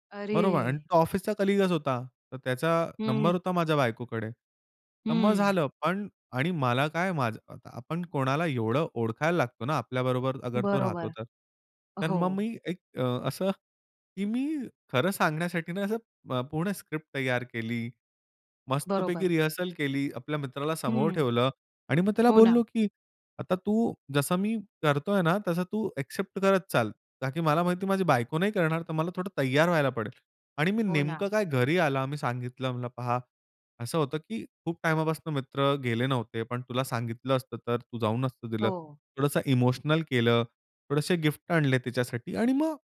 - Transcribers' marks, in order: in English: "कलीगच"; tapping
- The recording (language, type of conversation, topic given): Marathi, podcast, सत्य बोलताना भीती वाटत असेल तर काय करावे?